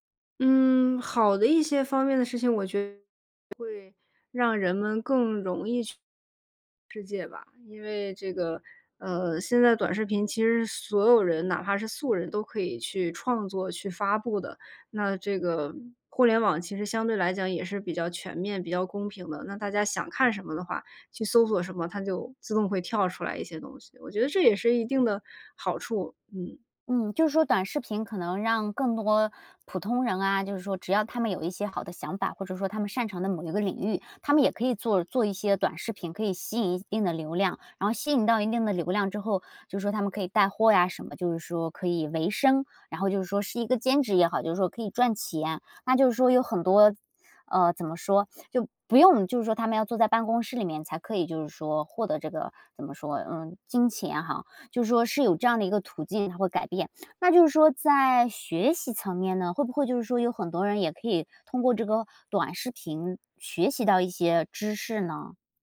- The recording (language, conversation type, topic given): Chinese, podcast, 短视频是否改变了人们的注意力，你怎么看？
- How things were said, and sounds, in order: other background noise; tapping